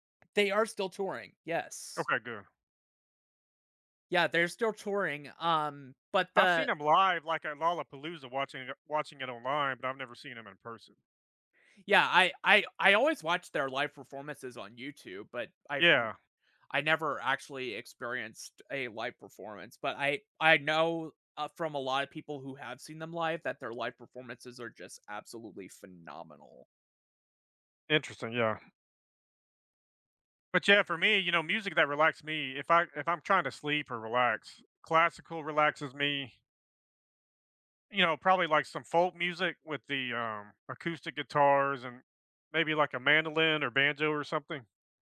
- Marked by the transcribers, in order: none
- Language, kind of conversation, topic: English, unstructured, What helps you recharge when life gets overwhelming?